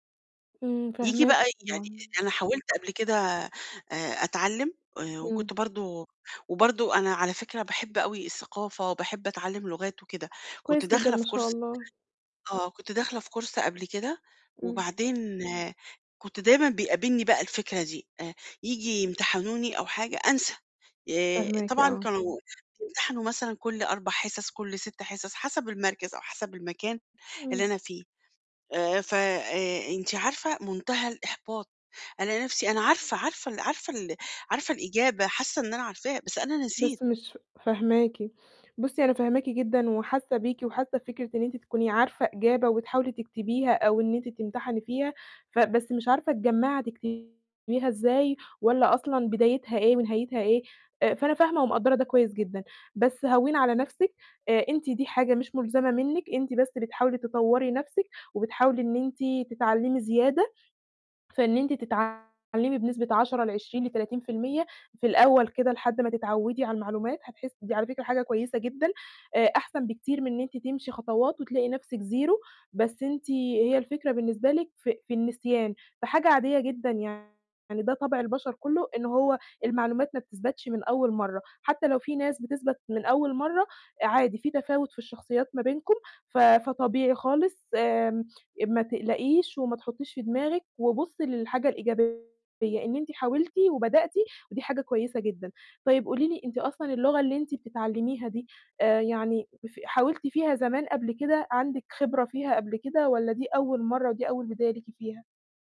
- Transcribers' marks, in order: distorted speech; unintelligible speech; in English: "course"; in English: "course"
- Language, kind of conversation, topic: Arabic, advice, إزاي أتعلم مهارة جديدة من غير ما أحس بإحباط؟